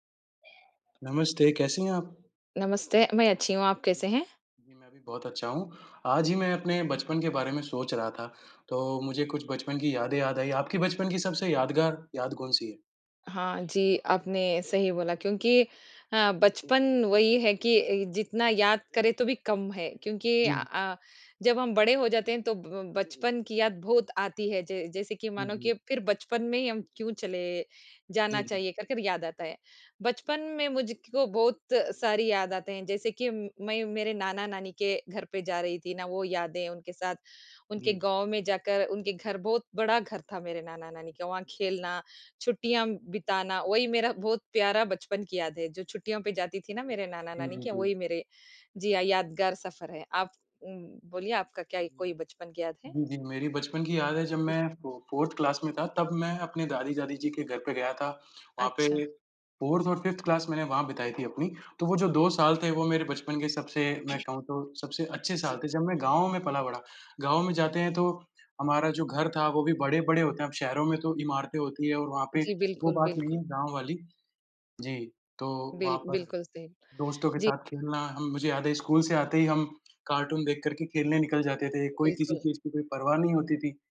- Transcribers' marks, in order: other background noise; background speech; in English: "फो फोर्थ क्लास"; in English: "फोर्थ"; in English: "फिफ्थ क्लास"; tapping
- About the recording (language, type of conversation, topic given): Hindi, unstructured, आपकी सबसे प्यारी बचपन की याद कौन-सी है?